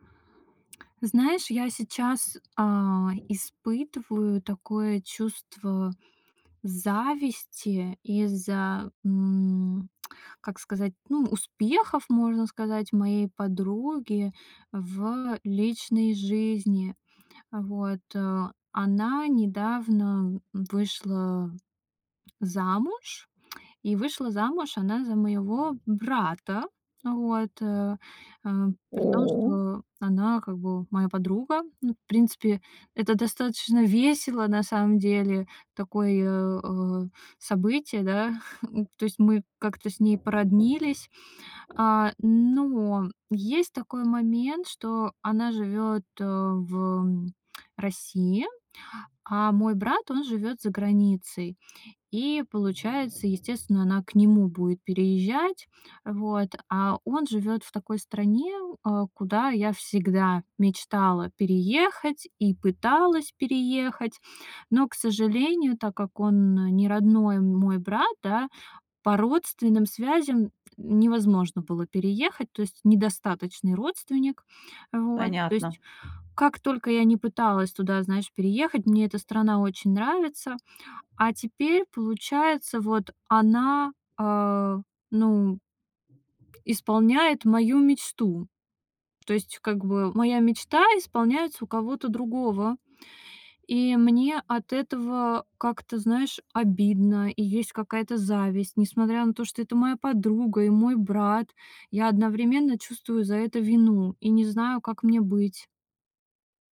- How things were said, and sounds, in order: tapping; other background noise; chuckle
- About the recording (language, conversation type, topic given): Russian, advice, Почему я завидую успехам друга в карьере или личной жизни?